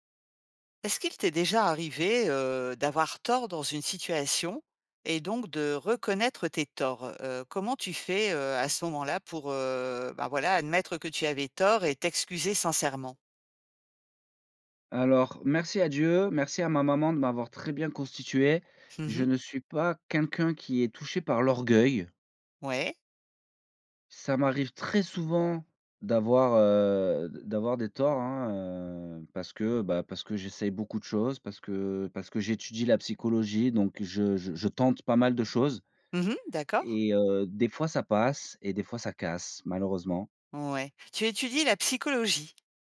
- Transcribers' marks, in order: stressed: "très"; other background noise; tapping
- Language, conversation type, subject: French, podcast, Comment reconnaître ses torts et s’excuser sincèrement ?